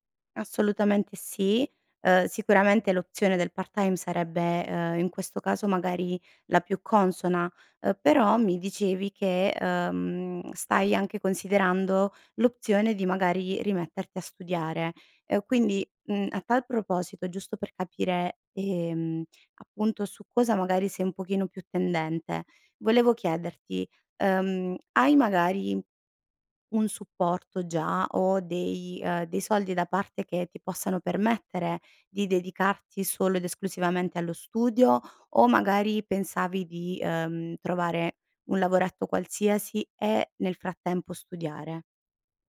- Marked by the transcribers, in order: none
- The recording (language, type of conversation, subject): Italian, advice, Dovrei tornare a studiare o specializzarmi dopo anni di lavoro?